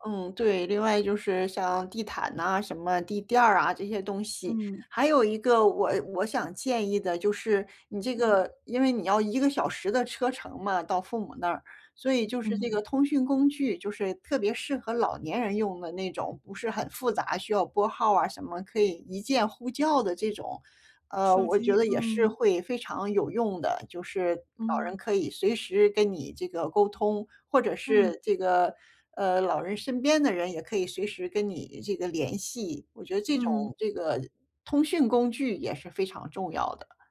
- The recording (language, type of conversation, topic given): Chinese, advice, 我该如何在工作与照顾年迈父母之间找到平衡？
- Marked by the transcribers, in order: none